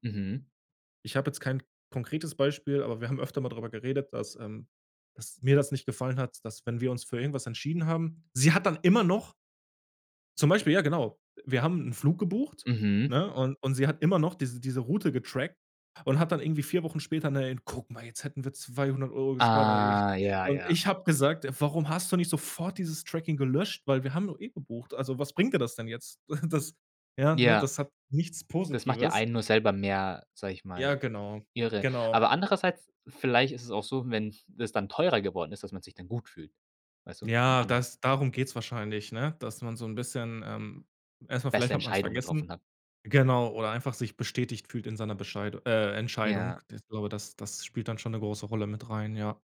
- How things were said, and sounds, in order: drawn out: "Ah"; chuckle
- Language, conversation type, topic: German, podcast, Welche Rolle spielen Perfektionismus und der Vergleich mit anderen bei Entscheidungen?